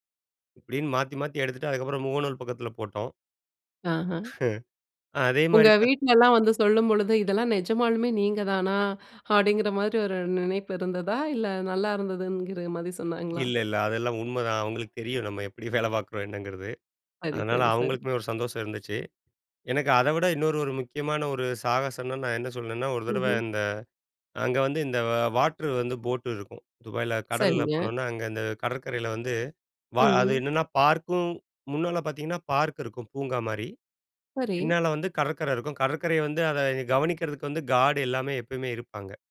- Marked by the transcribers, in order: laugh; tapping
- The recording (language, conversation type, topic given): Tamil, podcast, ஒரு பெரிய சாகச அனுபவம் குறித்து பகிர முடியுமா?